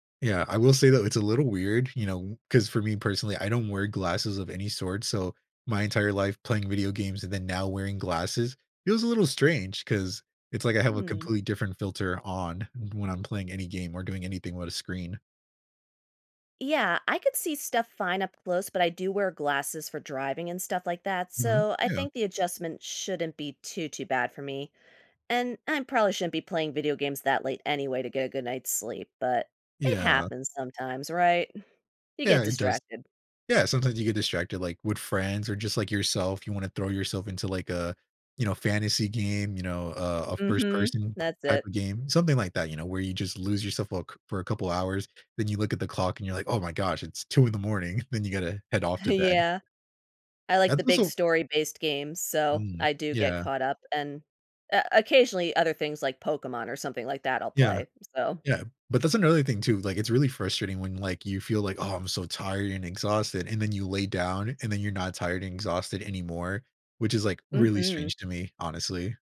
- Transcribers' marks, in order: tapping; chuckle
- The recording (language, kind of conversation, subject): English, unstructured, How can I use better sleep to improve my well-being?